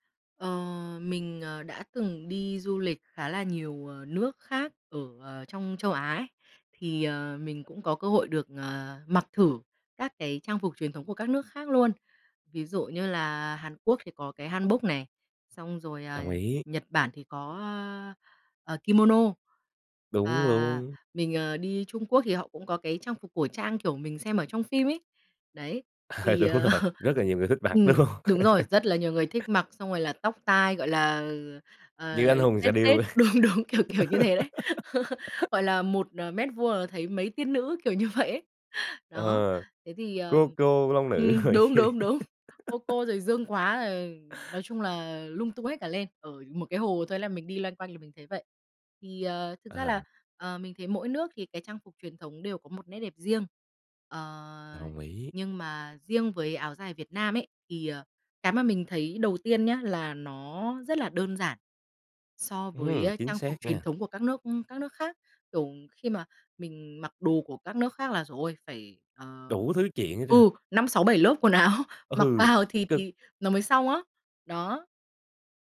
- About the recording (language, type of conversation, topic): Vietnamese, podcast, Bạn nghĩ thế nào khi người nước ngoài mặc trang phục văn hóa của ta?
- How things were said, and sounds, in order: tapping; chuckle; laughing while speaking: "Ờ, đúng rồi"; laughing while speaking: "đúng hông?"; laugh; laughing while speaking: "đúng, đúng, kiểu, kiểu"; laugh; laughing while speaking: "vậy"; laughing while speaking: "rổi kia"; laugh; other background noise; laughing while speaking: "áo"